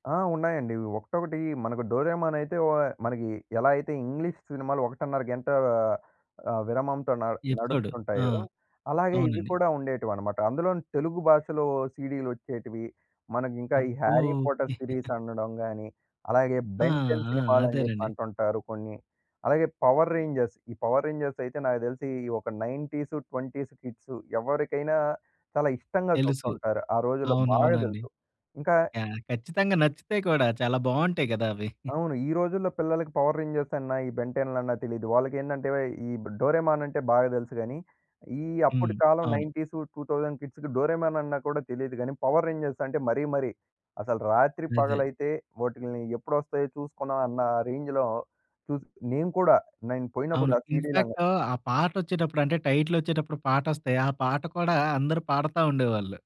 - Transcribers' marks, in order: in English: "సీరీస్"; "అనడం" said as "అండడం"; chuckle; in English: "నైన్టీస్ ట్వెంటీస్ కిడ్స్"; other background noise; chuckle; in English: "నైన్టీస్ టూ థౌసండ్ కిడ్స్‌కి"; in English: "రేంజ్‌లో"; in English: "ఇన్‌ఫాక్ట్"; in English: "టైటిల్"
- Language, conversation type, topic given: Telugu, podcast, వీడియో రెంటల్ షాపుల జ్ఞాపకాలు షేర్ చేయగలరా?